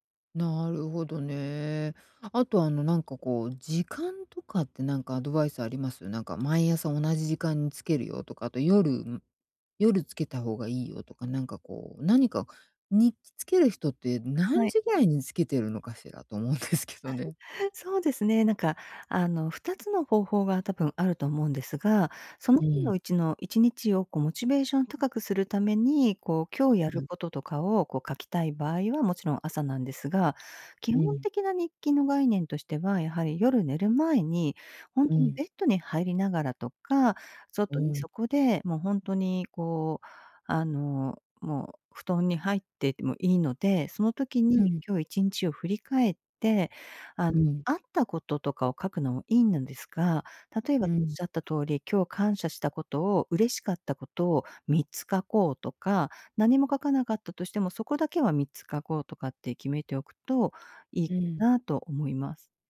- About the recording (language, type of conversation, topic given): Japanese, advice, 簡単な行動を習慣として定着させるには、どこから始めればいいですか？
- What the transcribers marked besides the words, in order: laughing while speaking: "思うんですけどね"; giggle; other background noise; unintelligible speech